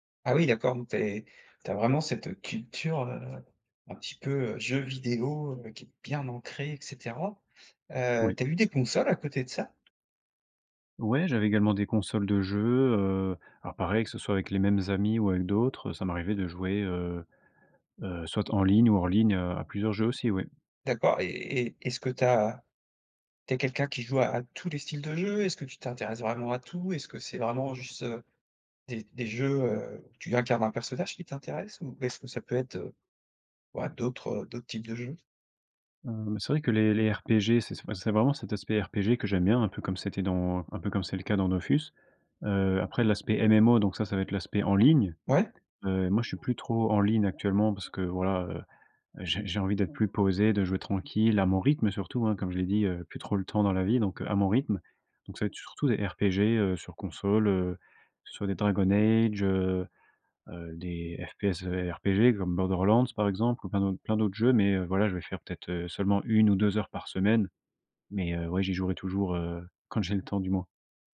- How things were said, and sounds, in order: tapping; drawn out: "heu"
- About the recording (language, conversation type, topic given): French, podcast, Quelle expérience de jeu vidéo de ton enfance te rend le plus nostalgique ?